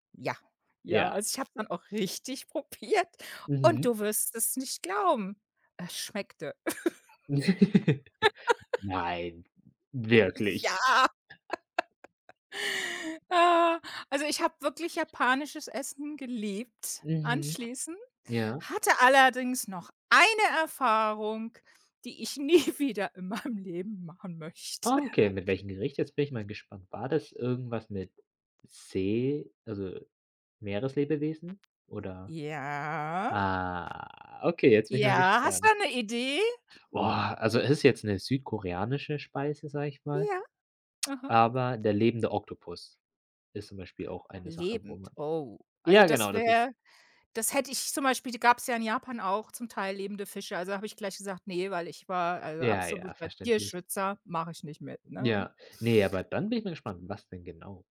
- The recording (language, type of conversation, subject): German, podcast, Welche lokale Speise musstest du unbedingt probieren?
- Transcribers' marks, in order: other background noise; chuckle; laugh; laughing while speaking: "Ja"; laugh; chuckle; "anschließend" said as "anschließen"; stressed: "eine"; laughing while speaking: "die ich nie wieder in meinem Leben machen möchte"; laugh; drawn out: "Ah"; tsk